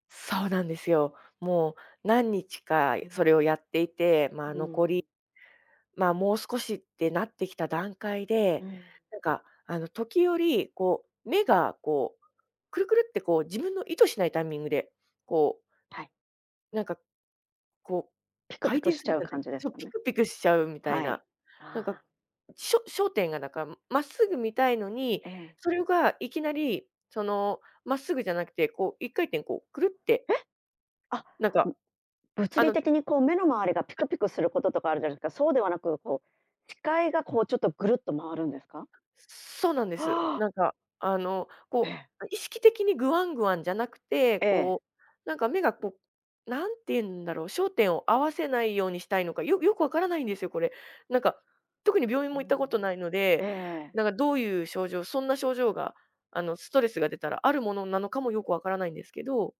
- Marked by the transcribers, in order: surprised: "えっ"; surprised: "はあ！"; surprised: "え！"
- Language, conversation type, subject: Japanese, podcast, 行き詰まりを感じたとき、休むべきか続けるべきかはどう判断すればよいですか？